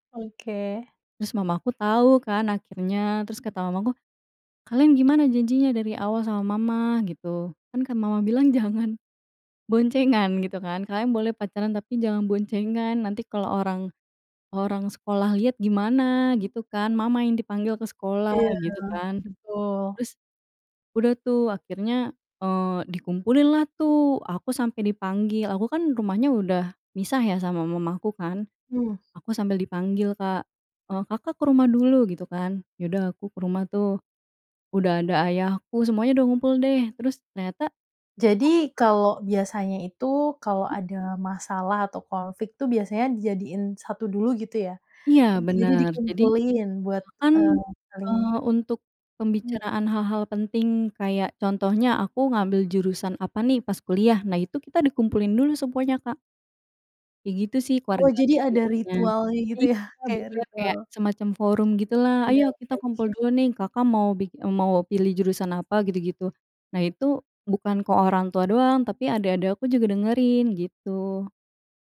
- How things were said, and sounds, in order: tapping; laughing while speaking: "jangan boncengan"; other animal sound; laughing while speaking: "ya"
- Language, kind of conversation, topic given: Indonesian, podcast, Bagaimana kalian biasanya menyelesaikan konflik dalam keluarga?